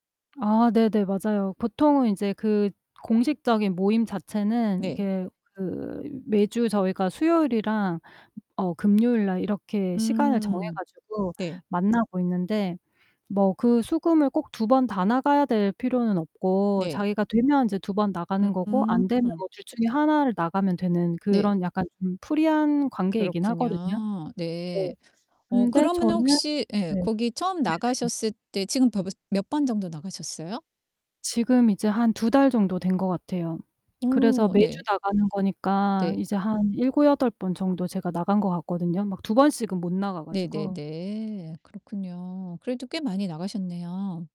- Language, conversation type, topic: Korean, advice, 네트워킹을 시작할 때 느끼는 불편함을 줄이고 자연스럽게 관계를 맺기 위한 전략은 무엇인가요?
- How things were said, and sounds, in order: distorted speech; "벌써" said as "버버서"